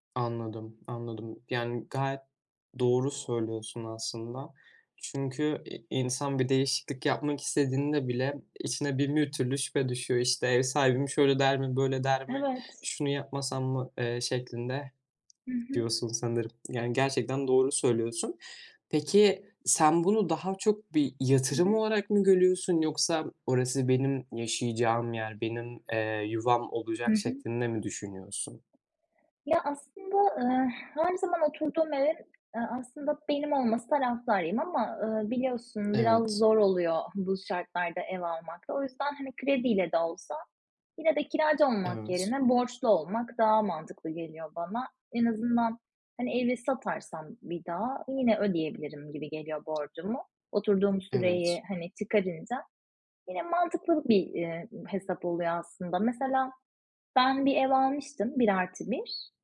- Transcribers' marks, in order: tapping; other background noise
- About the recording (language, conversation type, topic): Turkish, podcast, Ev alıp almama konusunda ne düşünüyorsun?